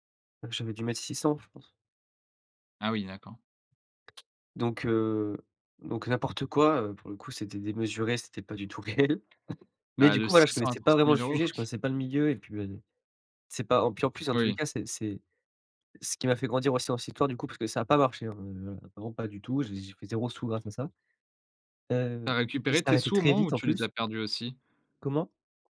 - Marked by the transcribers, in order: tapping; laughing while speaking: "réel"; other background noise; laughing while speaking: "oui"
- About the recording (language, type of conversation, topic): French, podcast, Peux-tu me parler d’une erreur qui t’a fait grandir ?